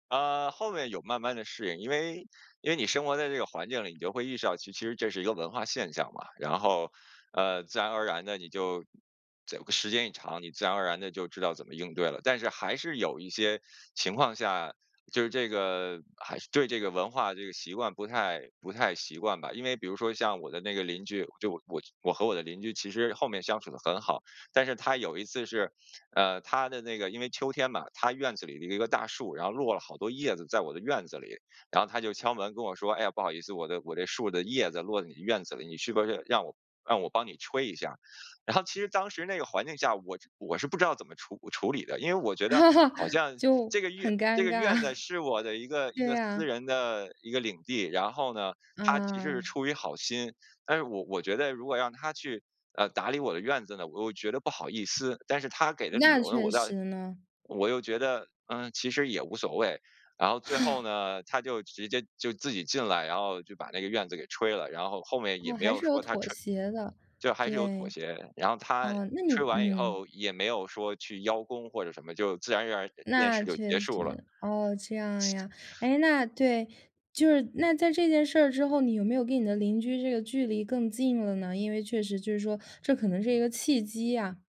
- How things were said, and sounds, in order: other background noise; laugh; chuckle
- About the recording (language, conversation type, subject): Chinese, podcast, 你第一次适应新文化时经历了什么？